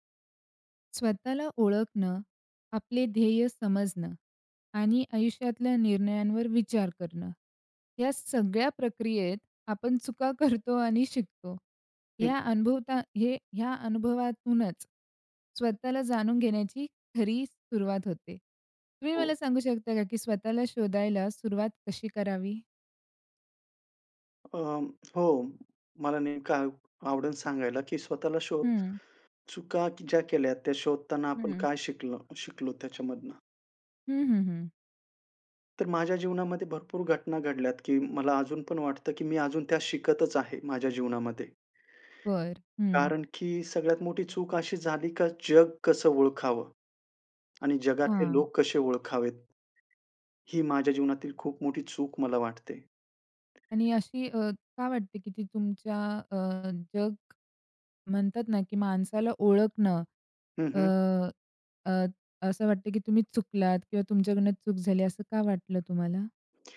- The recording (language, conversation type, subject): Marathi, podcast, स्वतःला पुन्हा शोधताना आपण कोणत्या चुका केल्या आणि त्यातून काय शिकलो?
- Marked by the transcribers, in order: laughing while speaking: "करतो आणि"; other background noise